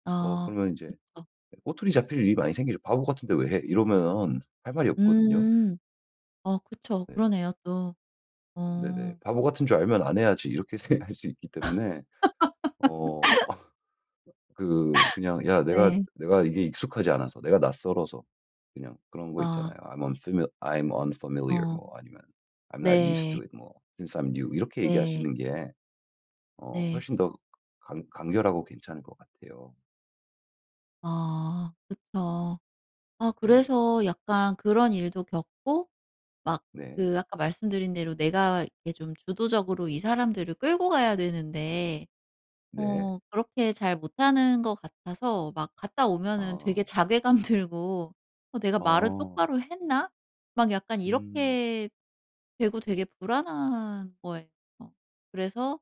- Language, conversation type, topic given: Korean, advice, 그룹에서 다른 사람들이 나를 무시할까 봐 두려운데, 내 의견을 어떻게 자연스럽게 말할 수 있을까요?
- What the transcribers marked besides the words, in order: tapping; other background noise; laughing while speaking: "생각할"; laugh; put-on voice: "I'm unfimi I'm unfamiliar"; in English: "I'm unfimi I'm unfamiliar"; put-on voice: "I'm not used to it"; in English: "I'm not used to it"; put-on voice: "Since I'm new"; in English: "Since I'm new"; laughing while speaking: "들고"